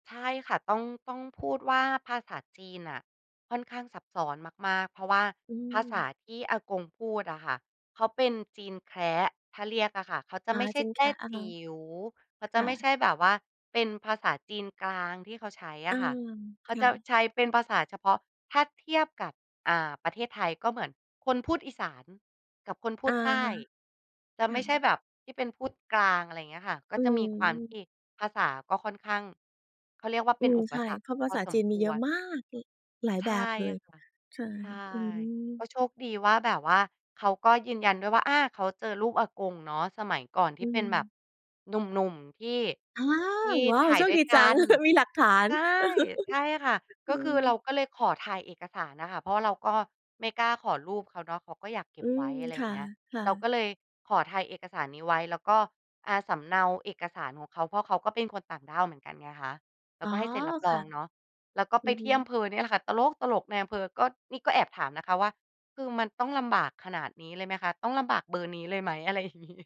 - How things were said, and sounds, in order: laugh; stressed: "ตลก ๆ"; laughing while speaking: "อย่างนี้"
- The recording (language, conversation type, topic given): Thai, podcast, คุณเคยมีทริปเดินทางที่ได้ตามหารากเหง้าตระกูลหรือบรรพบุรุษบ้างไหม?